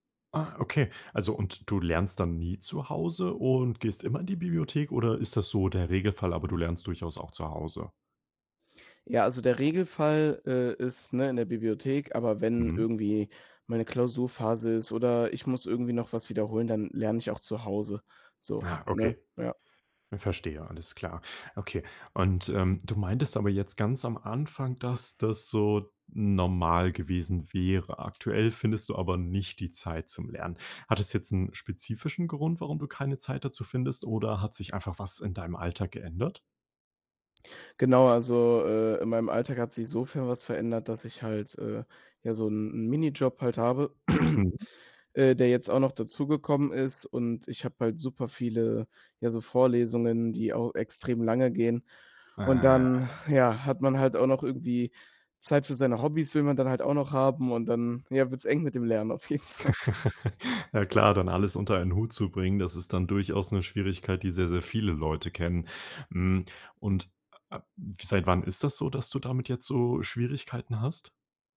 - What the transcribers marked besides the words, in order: surprised: "Ah"; throat clearing; sigh; laughing while speaking: "auf jeden Fall"; laugh
- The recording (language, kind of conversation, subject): German, podcast, Wie findest du im Alltag Zeit zum Lernen?